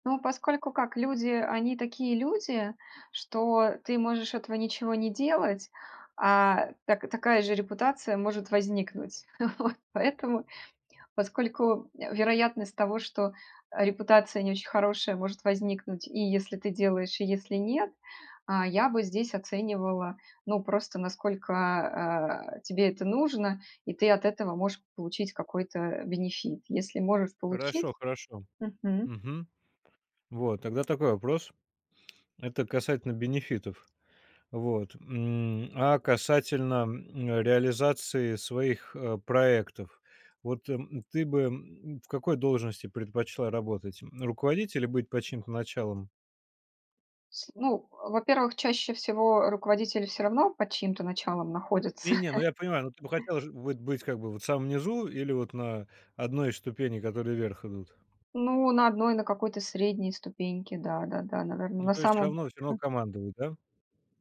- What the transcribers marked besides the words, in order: chuckle; other background noise; chuckle
- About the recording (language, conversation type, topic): Russian, podcast, Что делать, если новая работа не оправдала ожиданий?
- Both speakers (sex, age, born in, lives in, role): female, 45-49, Russia, Mexico, guest; male, 30-34, Russia, Germany, host